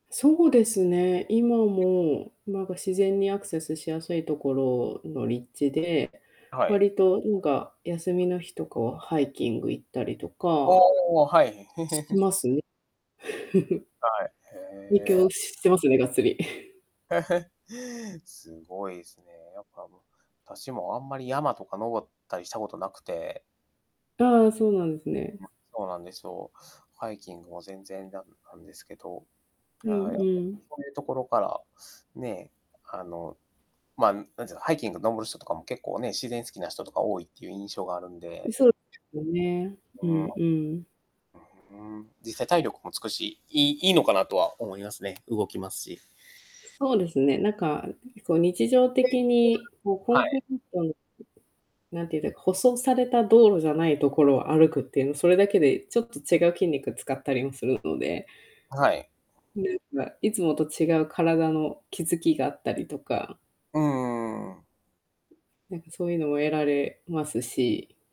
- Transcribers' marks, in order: unintelligible speech; unintelligible speech; distorted speech; chuckle; static; chuckle; other background noise; chuckle; unintelligible speech; unintelligible speech; unintelligible speech; unintelligible speech; tapping
- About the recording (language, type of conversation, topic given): Japanese, podcast, 子どもの頃に体験した自然の中で、特に印象に残っている出来事は何ですか？